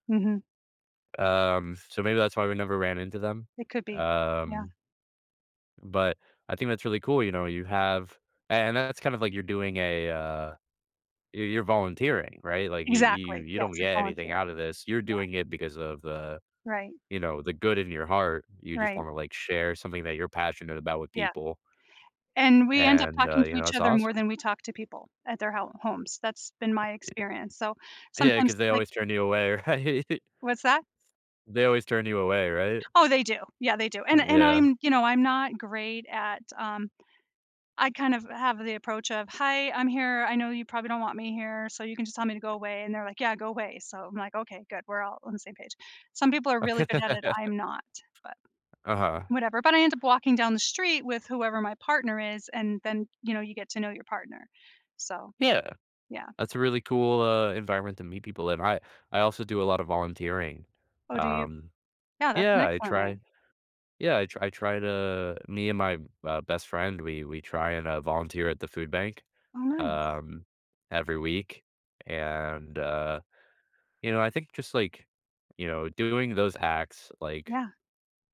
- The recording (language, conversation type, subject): English, unstructured, What are some meaningful ways to build new friendships as your life changes?
- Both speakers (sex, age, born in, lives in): female, 50-54, United States, United States; male, 25-29, United States, United States
- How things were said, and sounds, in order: other background noise; laughing while speaking: "right?"; tapping; laughing while speaking: "Okay"; laugh